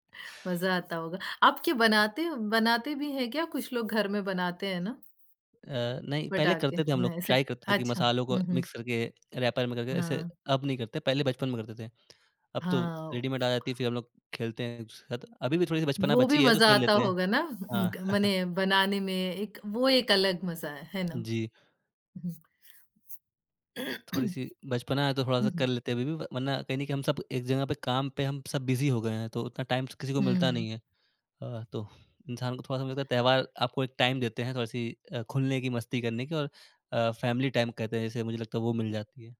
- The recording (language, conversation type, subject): Hindi, podcast, त्योहारों पर आपको किस तरह की गतिविधियाँ सबसे ज़्यादा पसंद हैं?
- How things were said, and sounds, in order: in English: "ट्राइ"; in English: "मिक्स"; in English: "रैपर"; in English: "रेडीमेड"; chuckle; other background noise; throat clearing; in English: "बिज़ी"; in English: "टाइम"; in English: "टाइम"; in English: "फैमिली टाइम"